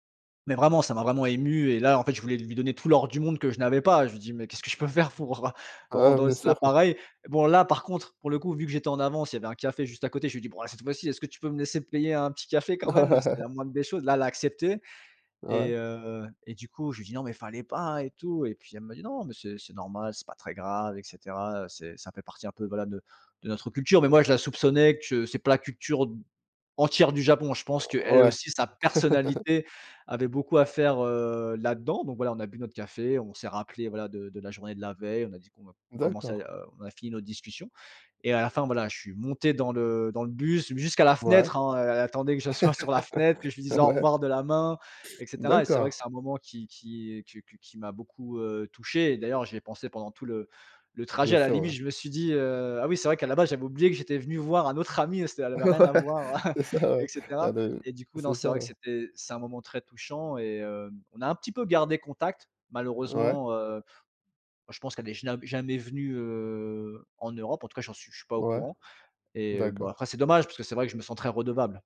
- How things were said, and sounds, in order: laughing while speaking: "qu'est-ce que je peux faire pour, heu"; laugh; tapping; laugh; stressed: "personnalité"; laugh; other background noise; laughing while speaking: "sur la fenêtre"; laughing while speaking: "Ouais, c'est ça, ouais"; chuckle; blowing
- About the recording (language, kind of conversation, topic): French, podcast, Peux-tu raconter une fois où un inconnu t’a aidé pendant un voyage ?